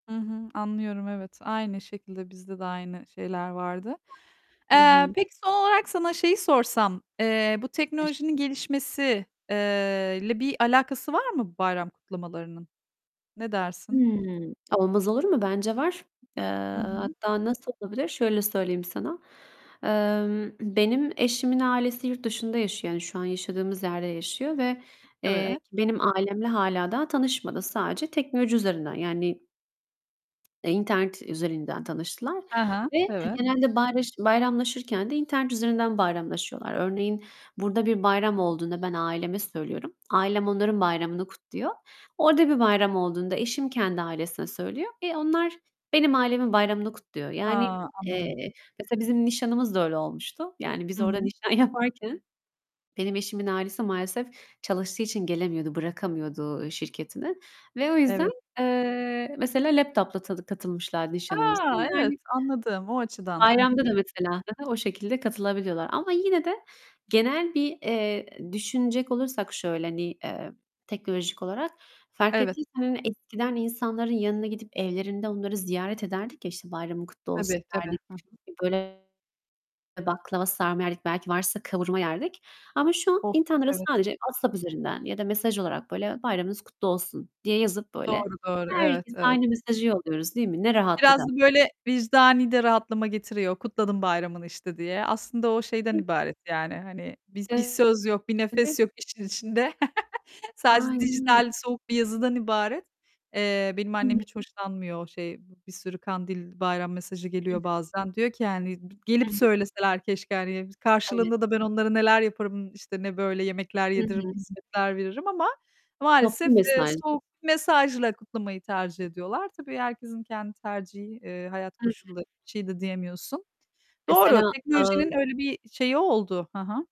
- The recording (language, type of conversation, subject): Turkish, unstructured, Bir bayramda en çok hangi anıları hatırlamak sizi mutlu eder?
- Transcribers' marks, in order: other background noise; distorted speech; unintelligible speech; tapping; other noise; unintelligible speech; unintelligible speech; laugh